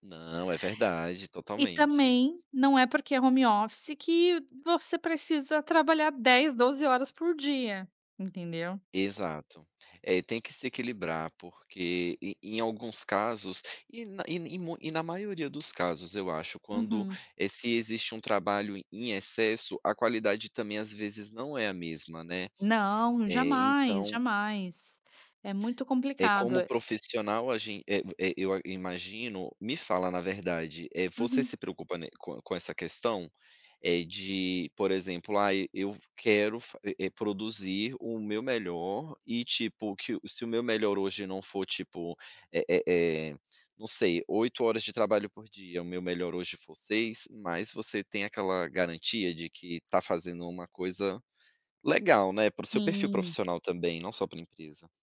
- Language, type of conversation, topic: Portuguese, podcast, Como você equilibra trabalho e autocuidado?
- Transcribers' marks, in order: none